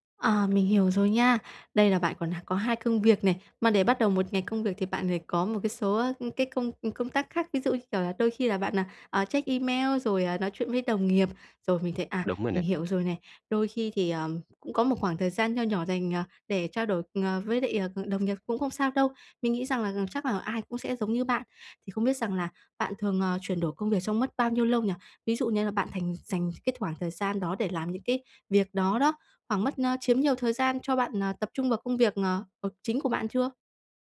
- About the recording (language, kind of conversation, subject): Vietnamese, advice, Làm sao để giảm thời gian chuyển đổi giữa các công việc?
- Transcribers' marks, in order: tapping; other background noise